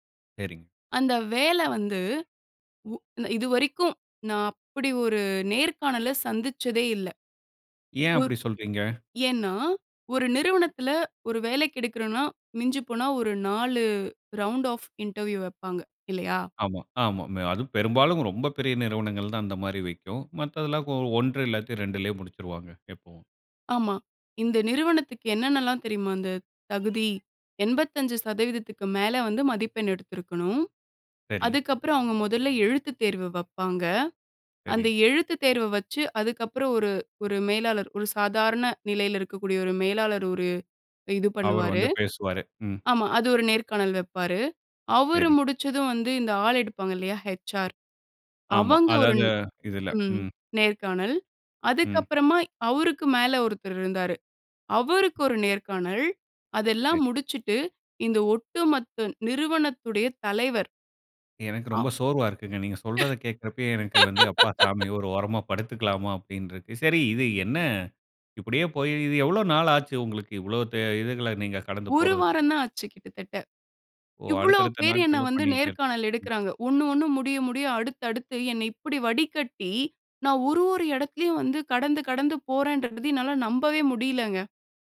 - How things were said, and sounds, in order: in English: "ரவுண்ட் ஆஃப் இன்டர்வியூ"; in English: "ஹெச்ஆர்"; other noise; laugh
- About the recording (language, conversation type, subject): Tamil, podcast, உங்கள் முதல் வேலை அனுபவம் உங்கள் வாழ்க்கைக்கு இன்றும் எப்படி உதவுகிறது?